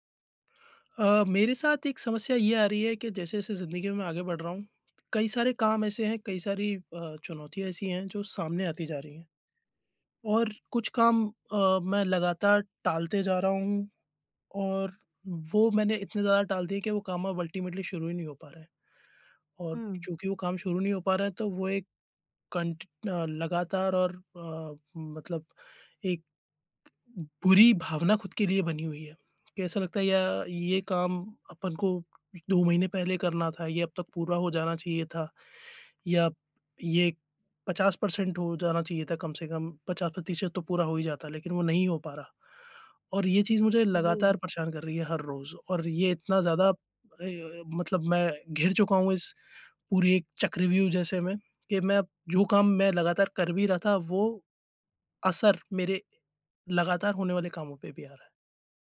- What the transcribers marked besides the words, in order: in English: "अल्टीमेटली"; tapping
- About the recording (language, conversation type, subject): Hindi, advice, लगातार टालमटोल करके काम शुरू न कर पाना